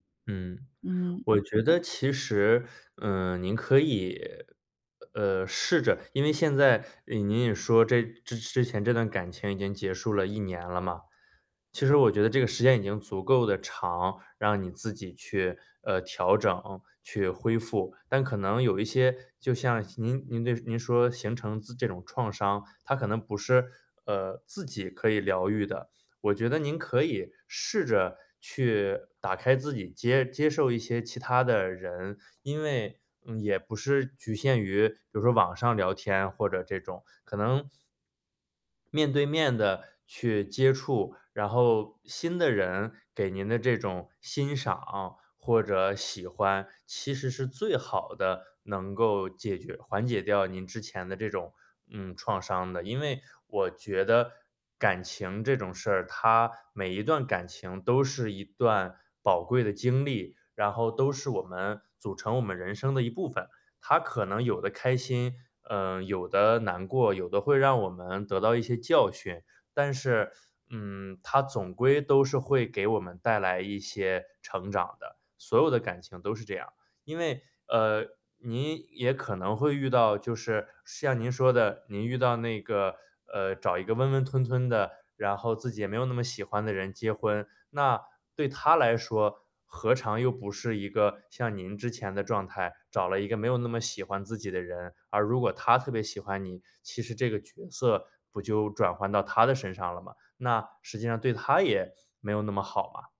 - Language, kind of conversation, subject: Chinese, advice, 我需要多久才能修复自己并准备好开始新的恋情？
- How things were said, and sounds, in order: none